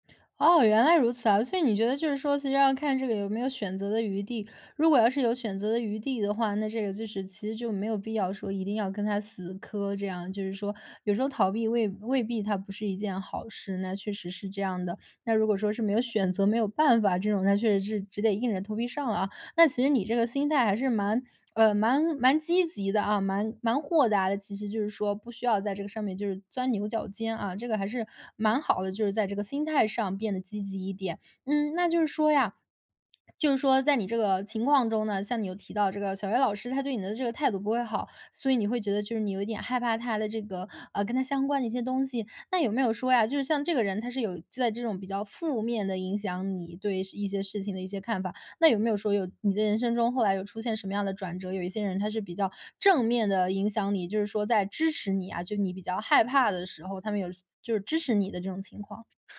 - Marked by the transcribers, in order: none
- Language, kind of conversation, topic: Chinese, podcast, 你在面对改变时，通常怎么缓解那种害怕？